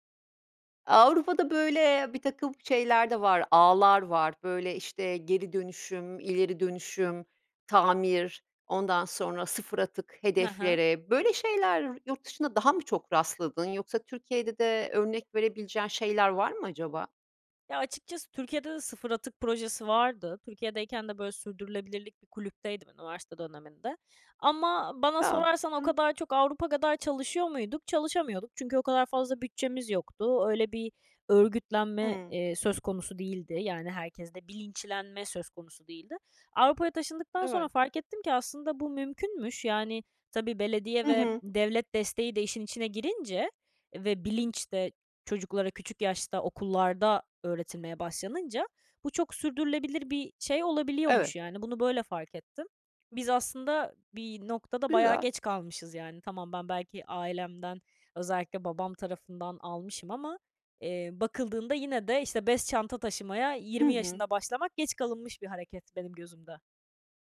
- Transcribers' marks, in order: other background noise
- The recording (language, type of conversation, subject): Turkish, podcast, Günlük hayatta atıkları azaltmak için neler yapıyorsun, anlatır mısın?